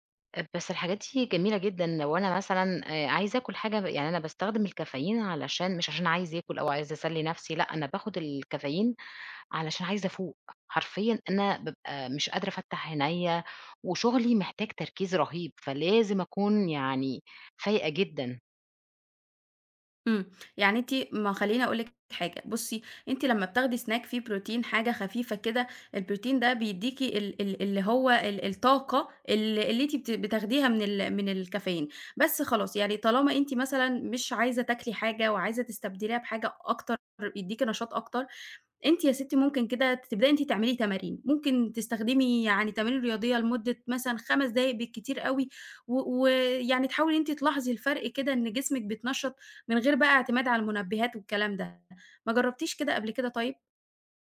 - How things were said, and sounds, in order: in English: "snack"
- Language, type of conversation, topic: Arabic, advice, إزاي بتعتمد على الكافيين أو المنبّهات عشان تفضل صاحي ومركّز طول النهار؟